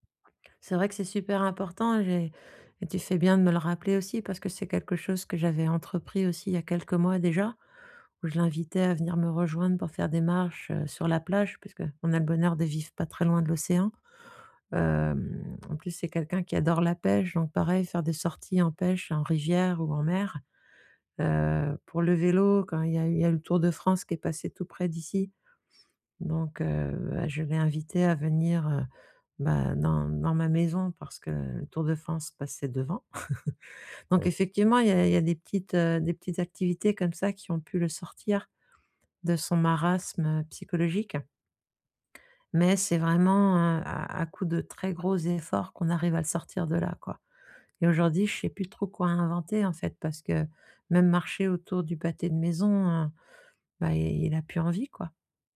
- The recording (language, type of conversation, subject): French, advice, Comment gérer l’aide à apporter à un parent âgé malade ?
- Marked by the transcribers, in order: other background noise; chuckle